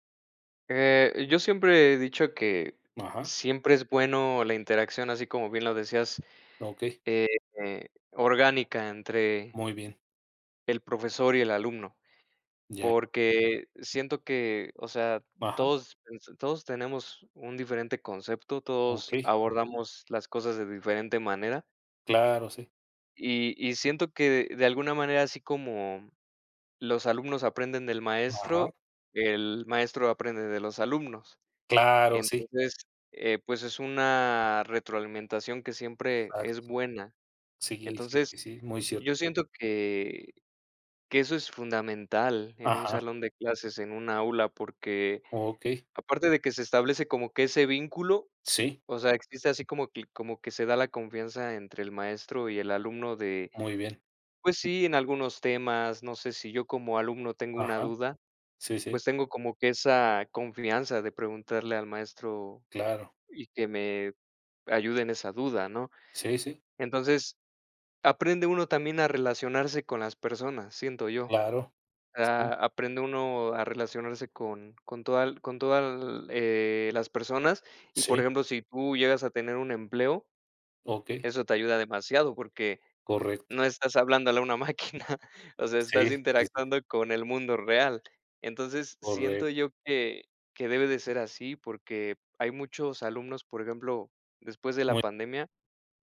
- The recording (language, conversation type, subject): Spanish, unstructured, ¿Crees que las escuelas deberían usar más tecnología en clase?
- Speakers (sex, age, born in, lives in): male, 35-39, Mexico, Mexico; male, 50-54, Mexico, Mexico
- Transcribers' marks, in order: other noise; laughing while speaking: "máquina"